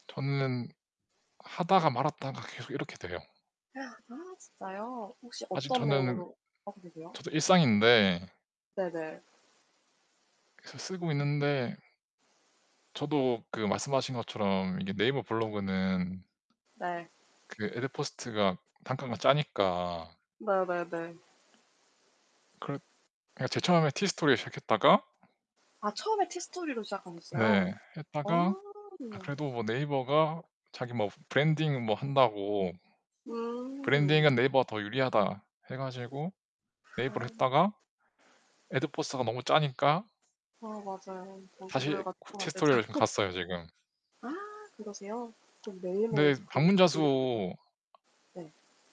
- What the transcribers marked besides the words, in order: static; gasp; other background noise; distorted speech; laughing while speaking: "되죠"; laugh
- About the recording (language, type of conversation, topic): Korean, unstructured, 꿈꾸는 미래의 하루는 어떤 모습인가요?